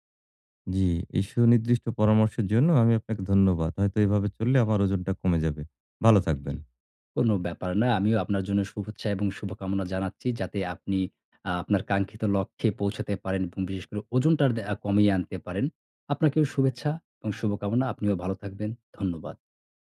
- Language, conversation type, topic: Bengali, advice, ওজন কমানোর জন্য চেষ্টা করেও ফল না পেলে কী করবেন?
- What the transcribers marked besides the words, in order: unintelligible speech; other noise